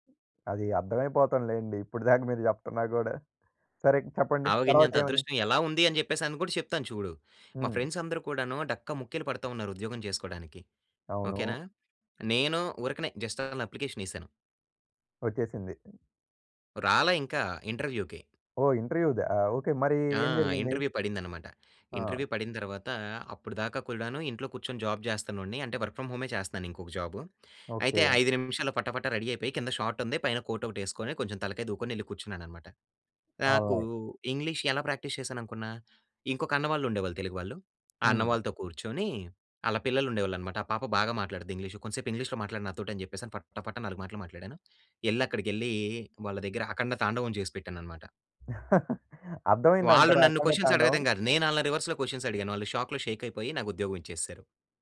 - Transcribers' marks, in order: in English: "ఫ్రెండ్స్"; in English: "జస్ట్"; in English: "ఇంటర్వ్యూకి"; in English: "ఇంటర్వ్యూ"; in English: "ఇంటర్వ్యూ"; in English: "జాబ్"; in English: "వర్క్ ఫ్రమ్"; in English: "రెడీ"; in English: "షార్ట్"; in English: "కోట్"; in English: "ఆన్లైన్"; in English: "ఇంగ్లీష్"; in English: "ప్రాక్టీస్"; in English: "క్వషన్స్"; in English: "రివర్స్‌లో క్వషన్"; in English: "షాక్‌లో షేక్"
- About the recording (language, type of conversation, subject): Telugu, podcast, మీ తొలి ఉద్యోగాన్ని ప్రారంభించినప్పుడు మీ అనుభవం ఎలా ఉండింది?